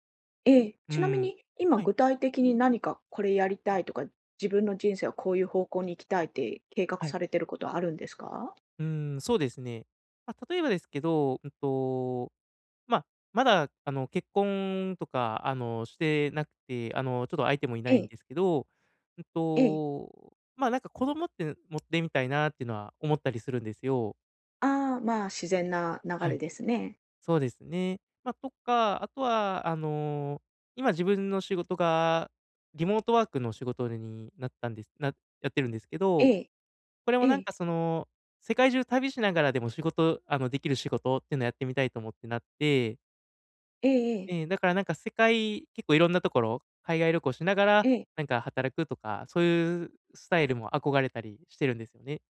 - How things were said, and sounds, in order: other background noise
- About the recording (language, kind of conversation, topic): Japanese, advice, 大きな決断で後悔を避けるためには、どのように意思決定すればよいですか？